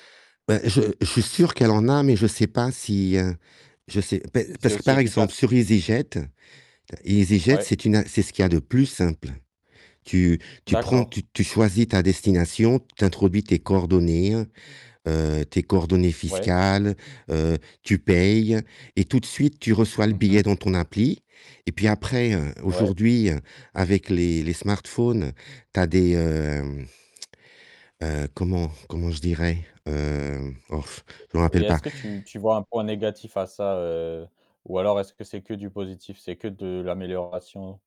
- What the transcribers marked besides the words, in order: static; distorted speech; tapping; other background noise
- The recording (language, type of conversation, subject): French, podcast, Raconte-moi une fois où la technologie a amélioré ta mobilité ou tes trajets ?